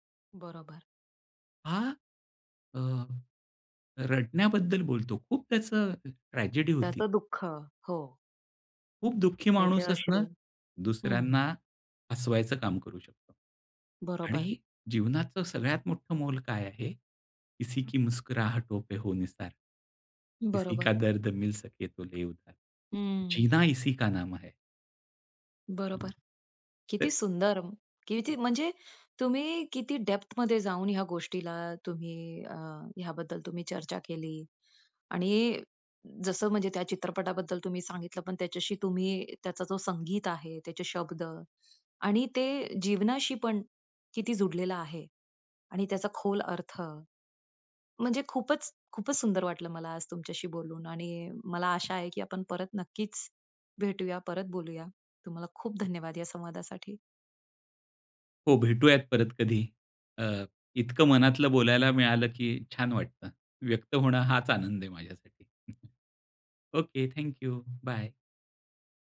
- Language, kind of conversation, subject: Marathi, podcast, तुमच्या आयुष्यातील सर्वात आवडती संगीताची आठवण कोणती आहे?
- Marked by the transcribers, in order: in Hindi: "किसी की मुस्कुरहटो पे हो … का नाम है"; unintelligible speech; in English: "डेप्थमध्ये"; chuckle